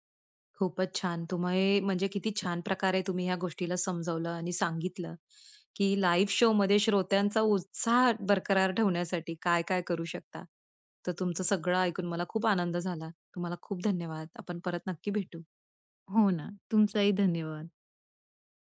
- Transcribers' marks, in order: in English: "लाईव्ह शोमध्ये"
- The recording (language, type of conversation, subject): Marathi, podcast, लाईव्ह शोमध्ये श्रोत्यांचा उत्साह तुला कसा प्रभावित करतो?